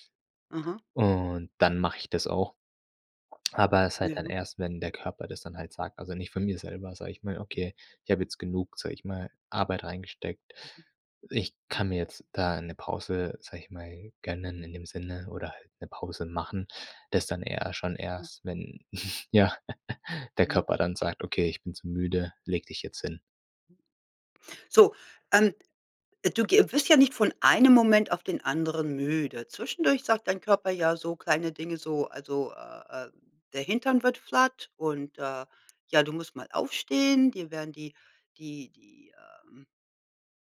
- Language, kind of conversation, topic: German, podcast, Wie gönnst du dir eine Pause ohne Schuldgefühle?
- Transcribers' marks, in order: tapping; snort; giggle; in English: "flat"